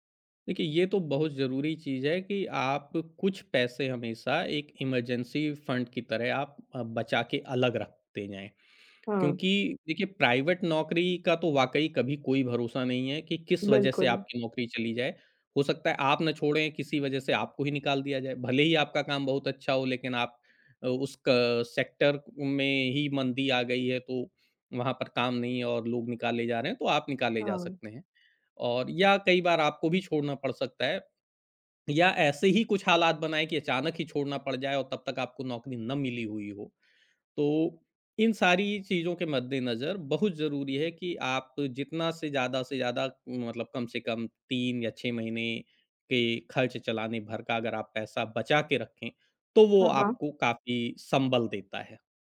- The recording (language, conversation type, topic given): Hindi, podcast, नौकरी छोड़ने का सही समय आप कैसे पहचानते हैं?
- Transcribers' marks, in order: in English: "इमरजेंसी फंड"; in English: "प्राइवेट"; tapping; in English: "सेक्टर"; other background noise